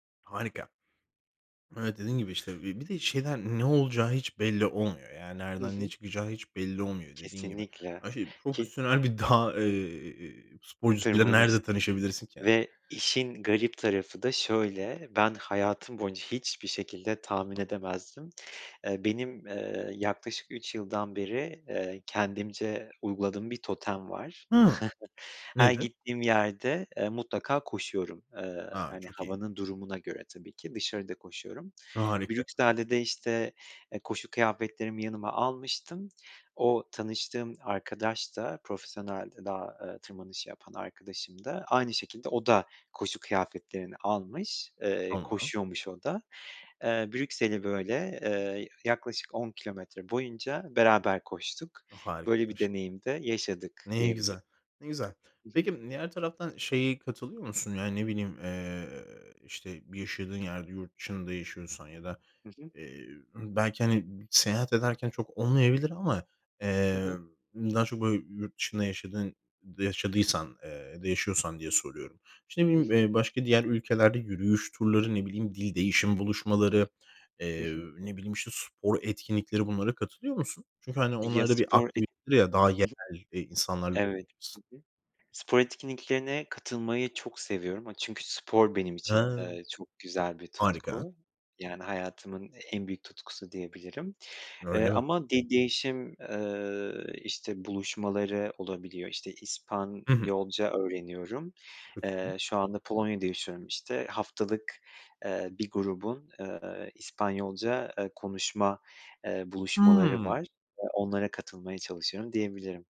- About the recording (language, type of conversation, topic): Turkish, podcast, Yalnız seyahat ederken yeni insanlarla nasıl tanışılır?
- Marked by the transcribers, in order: chuckle; tapping; unintelligible speech